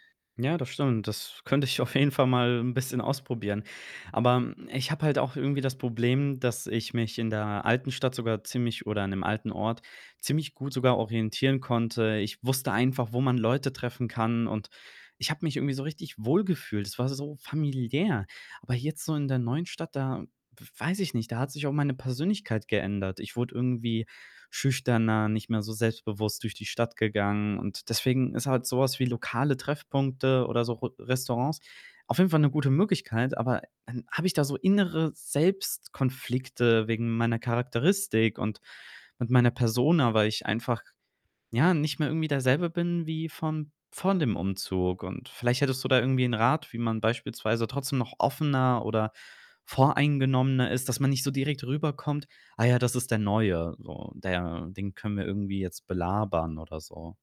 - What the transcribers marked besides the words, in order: other background noise; static
- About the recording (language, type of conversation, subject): German, advice, Wie kann ich nach einem Umzug in eine neue Stadt ohne soziales Netzwerk Anschluss finden?